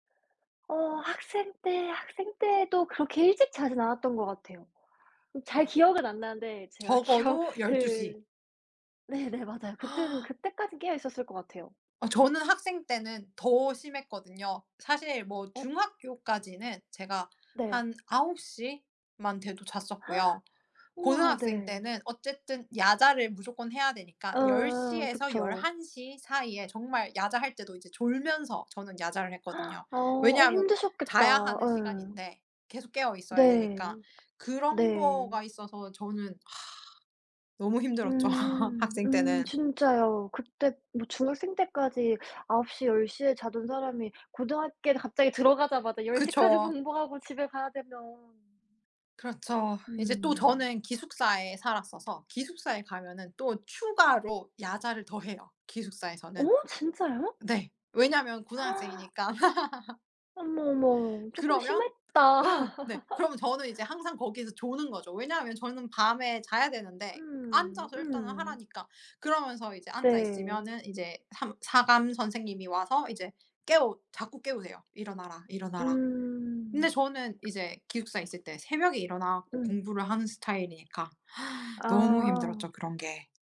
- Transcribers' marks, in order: laughing while speaking: "기억"; gasp; other background noise; gasp; gasp; sigh; laughing while speaking: "힘들었죠"; gasp; laugh; laugh; tapping
- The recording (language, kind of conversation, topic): Korean, unstructured, 매일 아침 일찍 일어나는 것과 매일 밤 늦게 자는 것 중 어떤 생활 방식이 더 잘 맞으시나요?
- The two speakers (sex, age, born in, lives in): female, 25-29, South Korea, United States; female, 30-34, South Korea, Spain